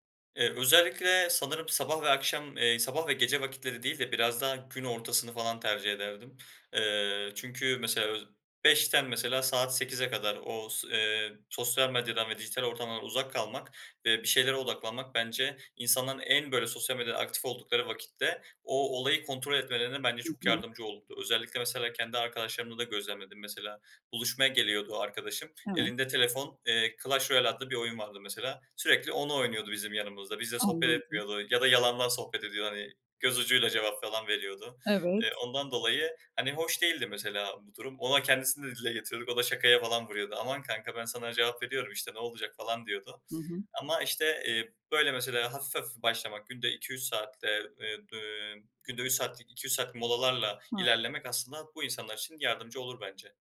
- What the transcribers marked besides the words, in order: tapping; unintelligible speech
- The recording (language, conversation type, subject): Turkish, podcast, Dijital dikkat dağıtıcılarla başa çıkmak için hangi pratik yöntemleri kullanıyorsun?